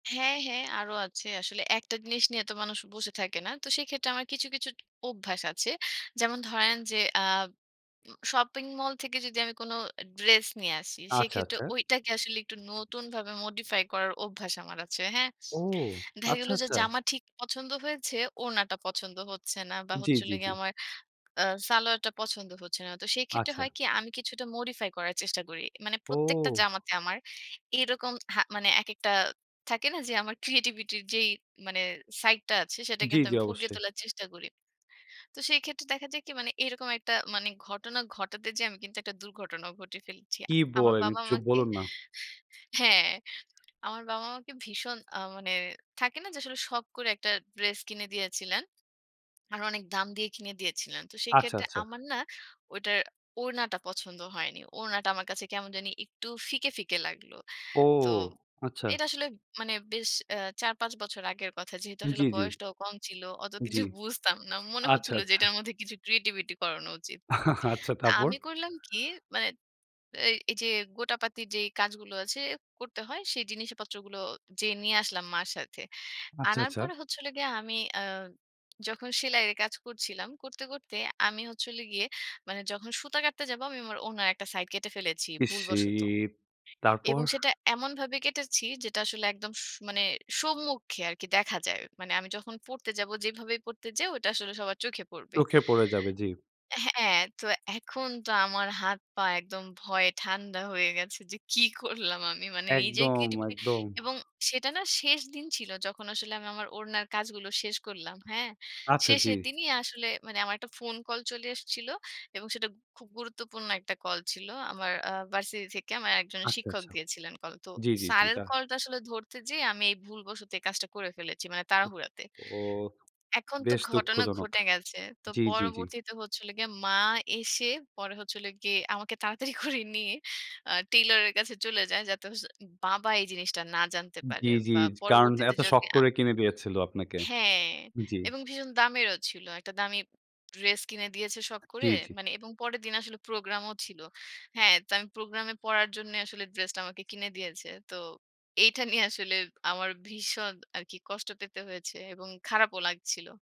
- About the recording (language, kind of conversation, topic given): Bengali, podcast, রোজ কিছু করার অভ্যাস আপনার সৃজনশীলতাকে কীভাবে বদলে দেয়?
- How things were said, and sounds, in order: in English: "ক্রিয়েটিভিটি"; laughing while speaking: "অত কিছু বুঝতাম না। মনে … ক্রিয়েটিভিটি করানো উচিত"; scoff; drawn out: "ইসসিট!"; laughing while speaking: "যে কি করলাম আমি?"; sad: "ওহহো!"